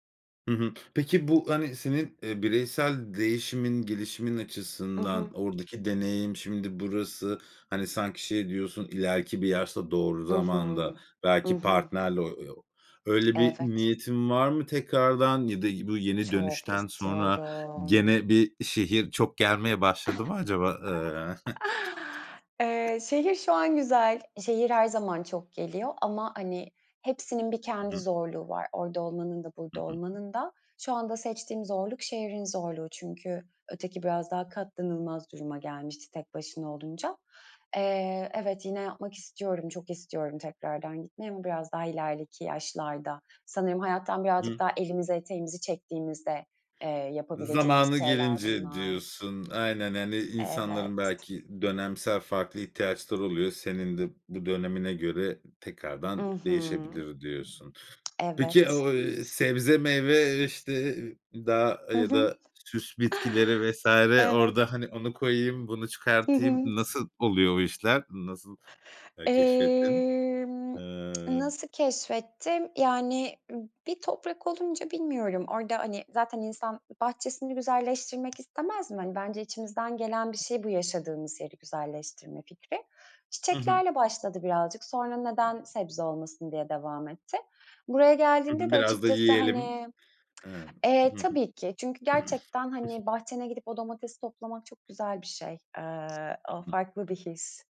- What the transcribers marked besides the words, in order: tapping; other background noise; drawn out: "istiyorum"; chuckle; giggle; chuckle; drawn out: "Emm"; throat clearing; unintelligible speech
- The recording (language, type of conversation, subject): Turkish, podcast, Şehirde doğayla bağ kurmanın pratik yolları nelerdir?